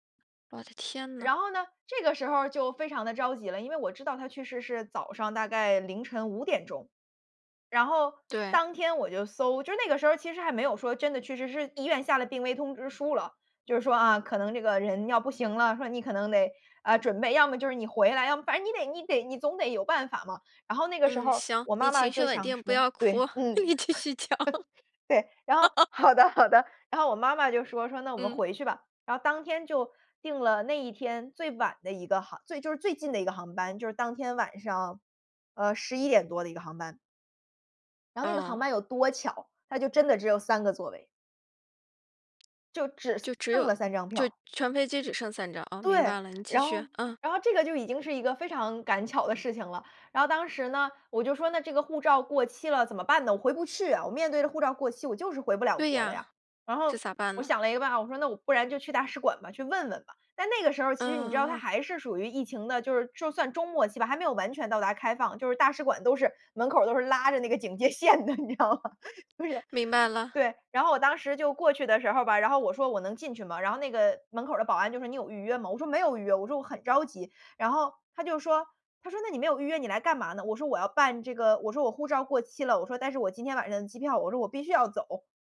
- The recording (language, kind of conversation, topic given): Chinese, podcast, 护照快到期或遗失时该怎么办？
- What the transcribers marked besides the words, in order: chuckle; laughing while speaking: "你继续讲"; laughing while speaking: "好的 好的"; laugh; laughing while speaking: "警戒线的你知道吗"